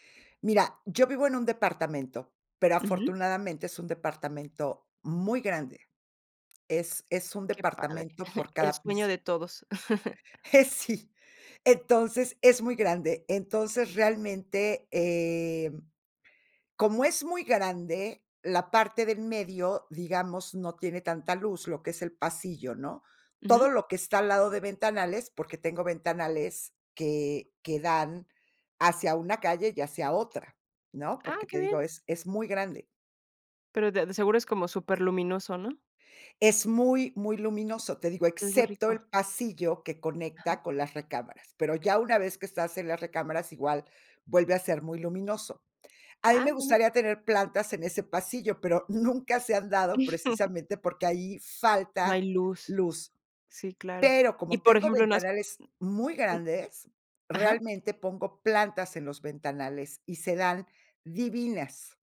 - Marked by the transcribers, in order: chuckle; laughing while speaking: "Eh, sí"; tapping; chuckle; laughing while speaking: "nunca"
- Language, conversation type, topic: Spanish, podcast, ¿Qué papel juega la naturaleza en tu salud mental o tu estado de ánimo?